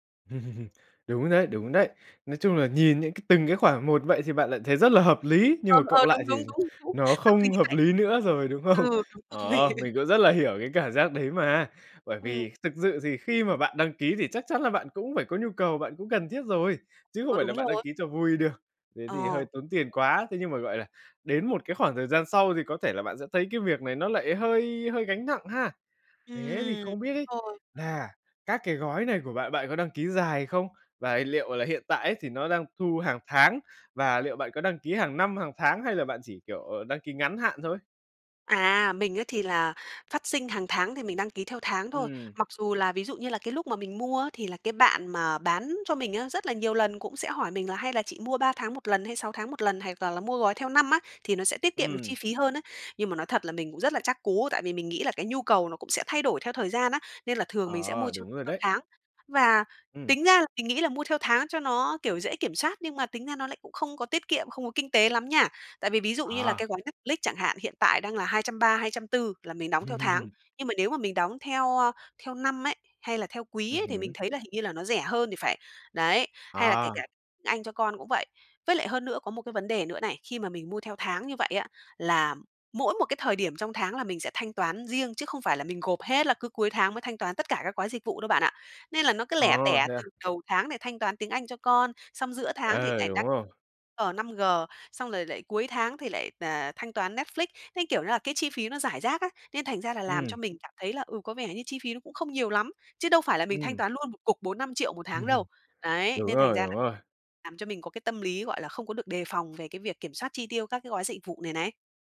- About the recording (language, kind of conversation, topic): Vietnamese, advice, Làm thế nào để quản lý các dịch vụ đăng ký nhỏ đang cộng dồn thành chi phí đáng kể?
- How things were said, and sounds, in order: laugh; tapping; laughing while speaking: "đúng, đúng"; laughing while speaking: "không?"; laughing while speaking: "rồi"; "hoặc" said as "hẹc"; laugh; laugh